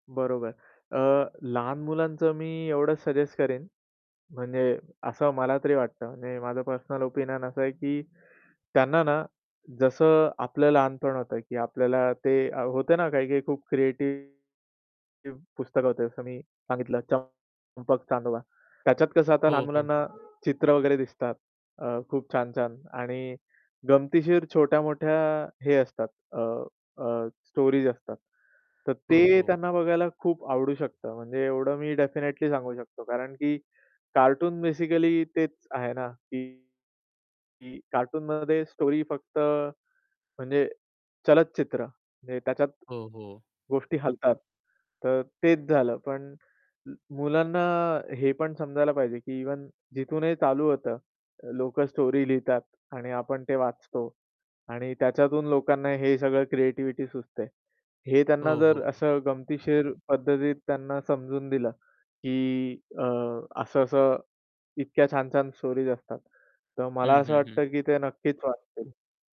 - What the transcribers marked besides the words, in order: in English: "ओपिनियन"; distorted speech; horn; in English: "स्टोरीज"; other background noise; in English: "डेफिनेटली"; in English: "बेसिकली"; in English: "स्टोरी"; in English: "स्टोरी"; in English: "स्टोरीज"
- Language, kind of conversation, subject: Marathi, podcast, तुम्ही वाचनाची सवय कशी वाढवली आणि त्यासाठी काही सोप्या टिप्स सांगाल का?